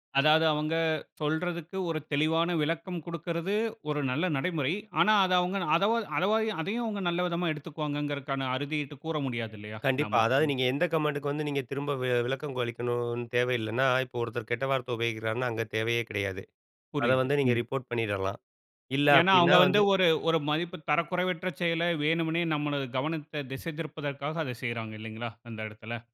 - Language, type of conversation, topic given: Tamil, podcast, குறிப்புரைகள் மற்றும் கேலி/தொந்தரவு பதிவுகள் வந்தால் நீங்கள் எப்படி பதிலளிப்பீர்கள்?
- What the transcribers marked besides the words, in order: none